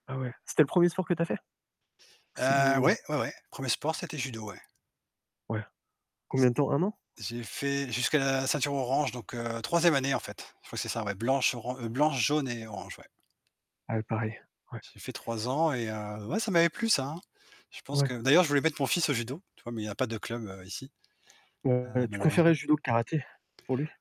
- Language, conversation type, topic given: French, unstructured, Qu’est-ce qui te surprend le plus lorsque tu repenses à ton enfance ?
- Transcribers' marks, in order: other background noise; distorted speech